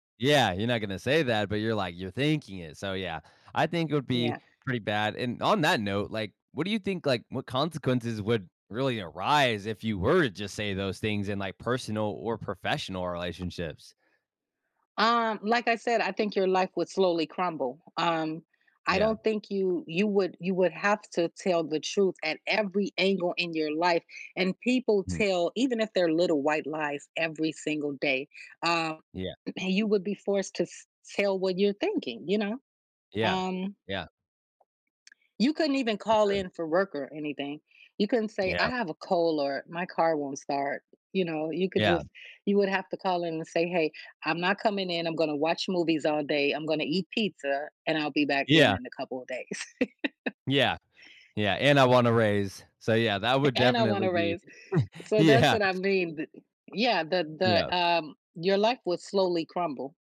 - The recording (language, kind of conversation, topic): English, unstructured, How important is honesty compared to the ability to communicate with others?
- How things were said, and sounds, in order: tapping; stressed: "were"; throat clearing; chuckle; chuckle; laughing while speaking: "yeah"